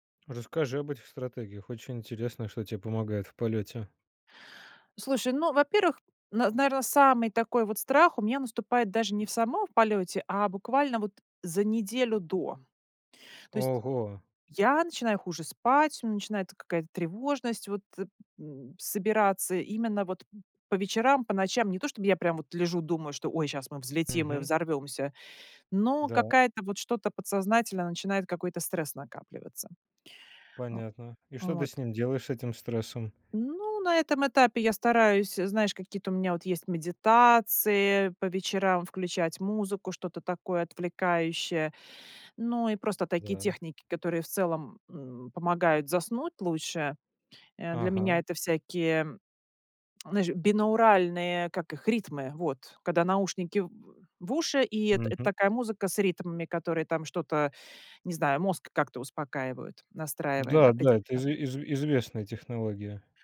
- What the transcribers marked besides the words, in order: tsk
- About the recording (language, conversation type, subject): Russian, podcast, Как ты работаешь со своими страхами, чтобы их преодолеть?